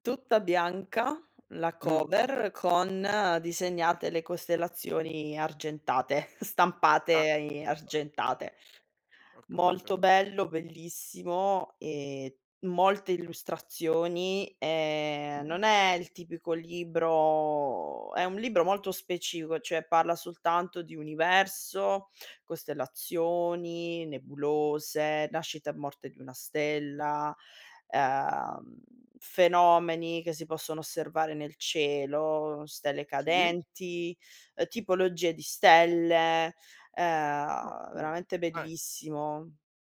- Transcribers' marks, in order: in English: "cover"; unintelligible speech; other background noise; drawn out: "libro"; tapping; other noise
- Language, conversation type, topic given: Italian, podcast, Che cosa accende la tua curiosità quando studi qualcosa di nuovo?